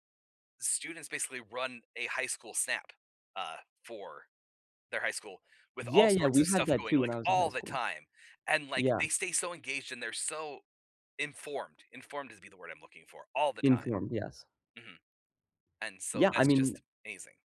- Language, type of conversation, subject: English, unstructured, What impact does local news have on your community?
- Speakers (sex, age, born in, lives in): male, 18-19, United States, United States; male, 40-44, United States, United States
- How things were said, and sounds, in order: stressed: "all"